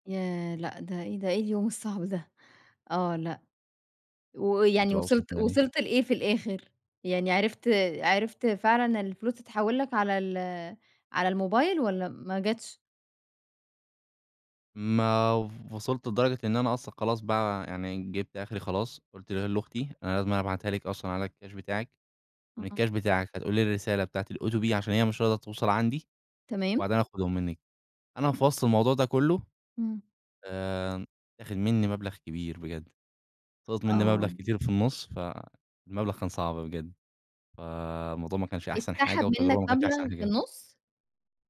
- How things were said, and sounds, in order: in English: "الOTP"; other background noise
- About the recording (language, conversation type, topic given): Arabic, podcast, إيه رأيك في الدفع الإلكتروني بدل الكاش؟